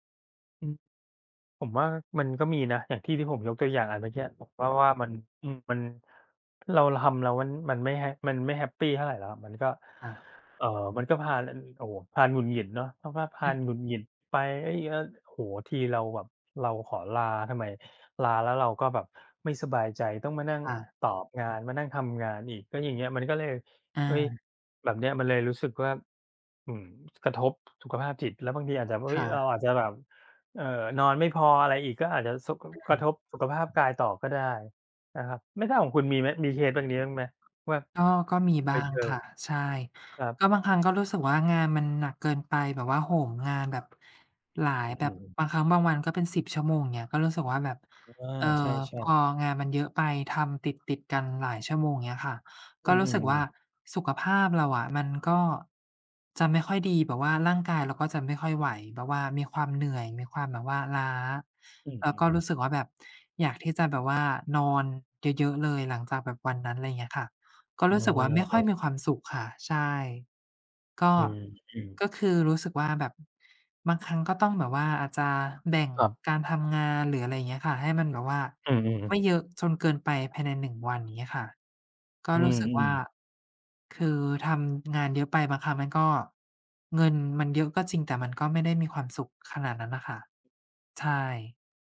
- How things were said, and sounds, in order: other background noise; tapping
- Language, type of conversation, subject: Thai, unstructured, คุณคิดว่าสมดุลระหว่างงานกับชีวิตส่วนตัวสำคัญแค่ไหน?